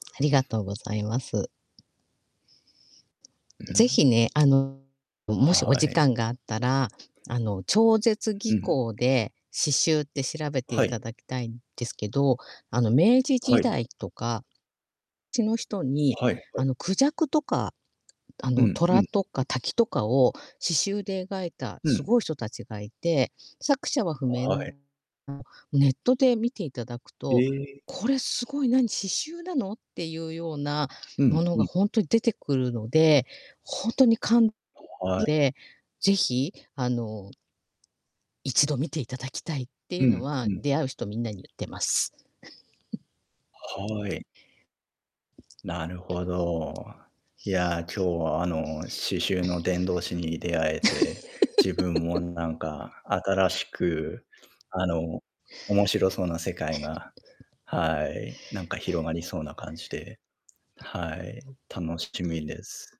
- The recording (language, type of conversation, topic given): Japanese, unstructured, 趣味を始めたきっかけは何ですか？
- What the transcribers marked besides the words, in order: distorted speech; static; chuckle; tapping; other background noise; cough; laugh; chuckle; chuckle